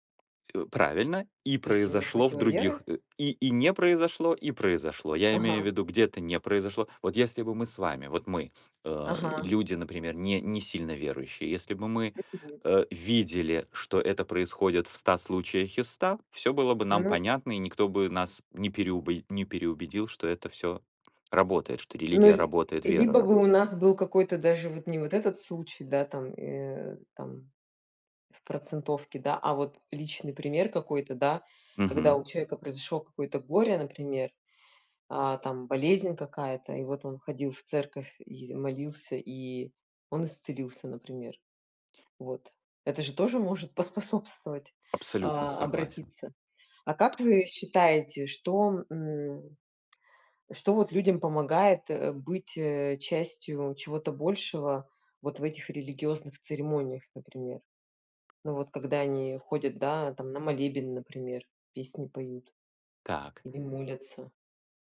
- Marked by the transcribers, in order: tapping; other background noise; grunt
- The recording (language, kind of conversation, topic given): Russian, unstructured, Как религиозные обряды объединяют людей?